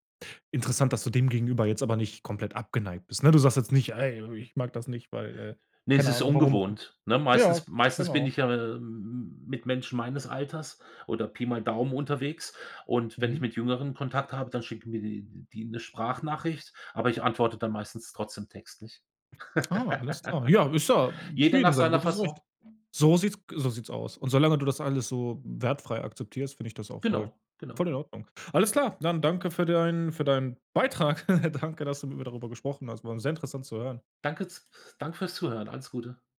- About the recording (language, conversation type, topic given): German, podcast, Wann rufst du lieber an, statt zu schreiben?
- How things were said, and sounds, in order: laugh; other background noise; chuckle